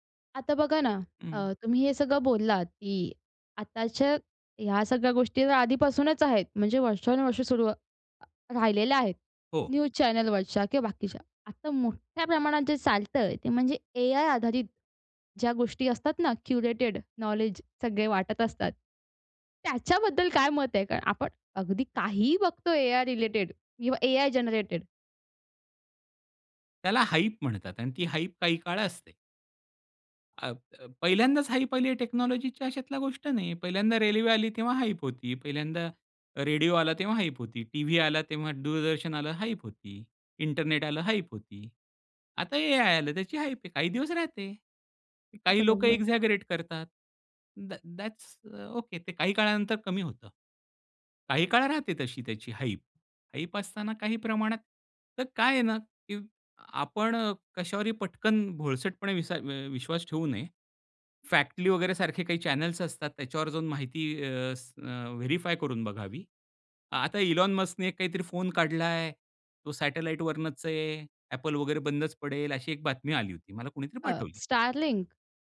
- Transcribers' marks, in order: in English: "न्यूज चॅनेलवरच्या"; laughing while speaking: "क्युरेटेड नॉलेज सगळे वाटत असतात, त्याच्याबद्दल काय मत आहे?"; in English: "क्युरेटेड नॉलेज"; in English: "रिलेटेड"; in English: "जेनरेटेड"; in English: "हाइप"; in English: "हाइप"; in English: "हाइप"; in English: "टेक्नॉलॉजीची"; in English: "हाइप"; in English: "हाइप"; in English: "हाइप"; in English: "हाइप"; in English: "हाइप"; in English: "एक्झॅगरेट"; in English: "दॅट् दॅट्स अ, ओके"; in English: "हाइप. हाइप"; in English: "चॅनेल्स"; in English: "व्हेरिफाय"
- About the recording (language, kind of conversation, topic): Marathi, podcast, निवडून सादर केलेल्या माहितीस आपण विश्वासार्ह कसे मानतो?